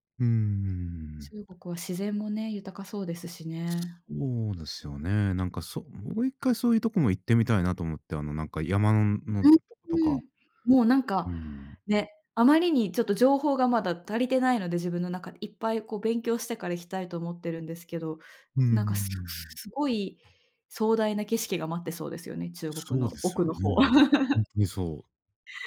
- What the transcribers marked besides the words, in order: other noise; laugh
- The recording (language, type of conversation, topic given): Japanese, unstructured, 旅行するとき、どんな場所に行きたいですか？